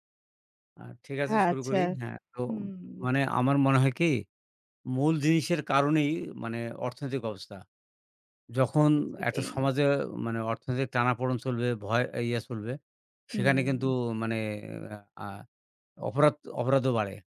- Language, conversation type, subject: Bengali, unstructured, সমাজে বেআইনি কার্যকলাপ কেন বাড়ছে?
- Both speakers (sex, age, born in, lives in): female, 35-39, Bangladesh, Bangladesh; male, 60-64, Bangladesh, Bangladesh
- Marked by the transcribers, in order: tapping; "চলবে" said as "ছুলবে"